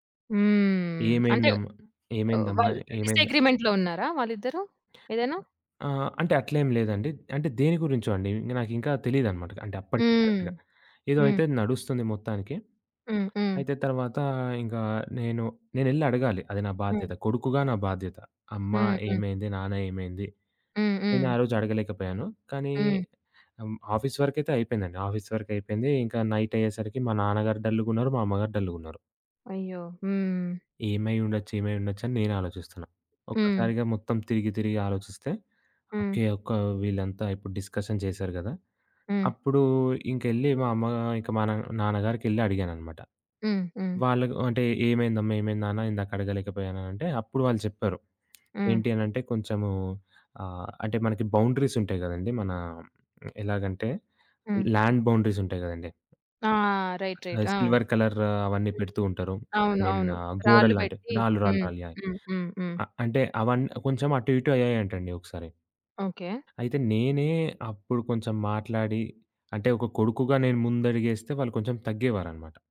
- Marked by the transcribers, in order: in English: "డిసగ్రీమెంట్‌లో"; other background noise; in English: "కరెక్ట్‌గా"; in English: "ఆఫీస్ వర్క్"; in English: "ఆఫీస్ వర్క్"; in English: "నైట్"; in English: "డిస్కషన్"; tapping; in English: "బౌండరీస్"; in English: "ల్యాండ్ బౌండరీస్"; in English: "రైట్. రైట్"; in English: "సిల్వర్ కలర్"; in English: "ఐమీన్"
- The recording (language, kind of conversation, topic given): Telugu, podcast, సోషియల్ జీవితం, ఇంటి బాధ్యతలు, పని మధ్య మీరు ఎలా సంతులనం చేస్తారు?